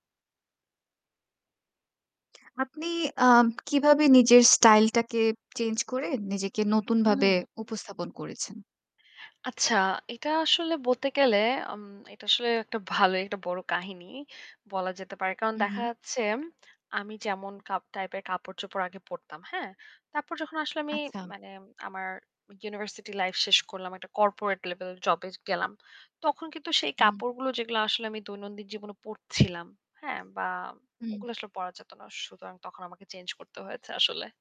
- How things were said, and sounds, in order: lip smack; static
- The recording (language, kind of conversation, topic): Bengali, podcast, স্টাইল বদলে কীভাবে নিজেকে নতুনভাবে উপস্থাপন করা যায়?